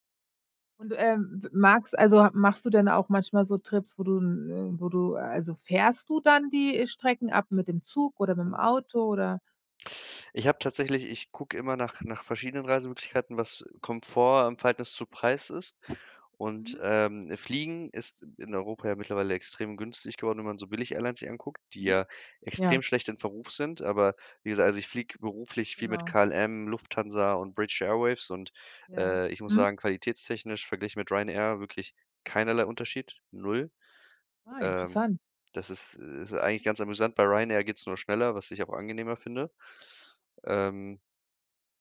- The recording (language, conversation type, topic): German, podcast, Was ist dein wichtigster Reisetipp, den jeder kennen sollte?
- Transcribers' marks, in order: none